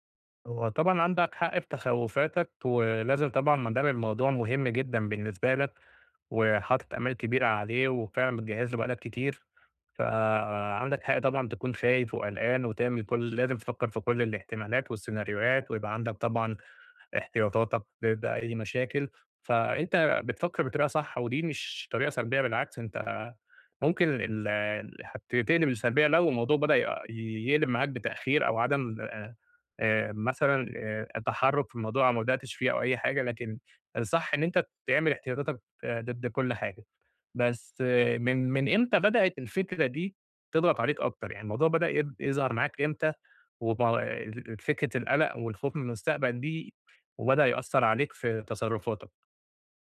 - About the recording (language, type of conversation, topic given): Arabic, advice, إزاي أتعامل مع القلق لما أبقى خايف من مستقبل مش واضح؟
- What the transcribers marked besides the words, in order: none